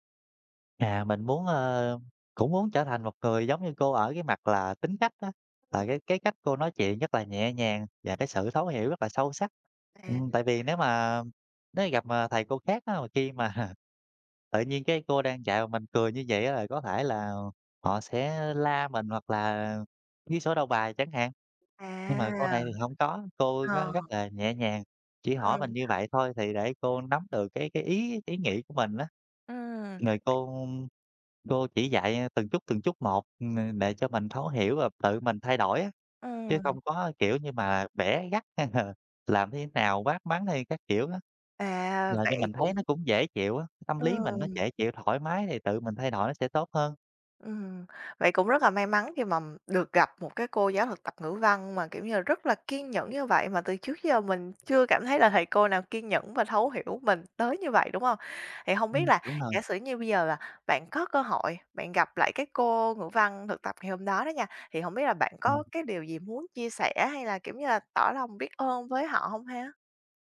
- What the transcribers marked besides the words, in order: laughing while speaking: "mà"; other background noise; laughing while speaking: "hay là"
- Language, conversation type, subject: Vietnamese, podcast, Bạn có thể kể về một thầy hoặc cô đã ảnh hưởng lớn đến bạn không?